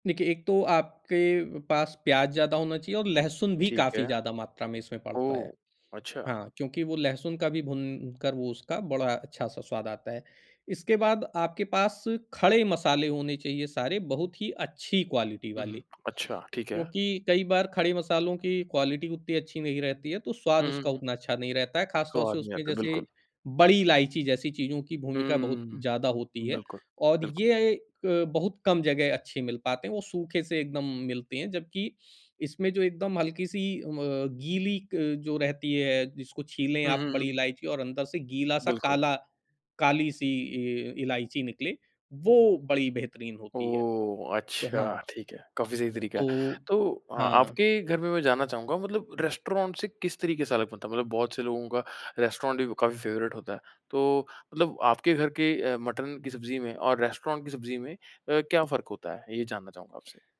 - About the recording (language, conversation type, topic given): Hindi, podcast, आपकी पसंदीदा डिश कौन-सी है और आपको वह क्यों पसंद है?
- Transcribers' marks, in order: in English: "क्वालिटी"; tapping; in English: "क्वालिटी"; in English: "रेस्टोरेंट"; in English: "रेस्टोरेंट"; in English: "फेवरेट"; in English: "रेस्टोरेंट"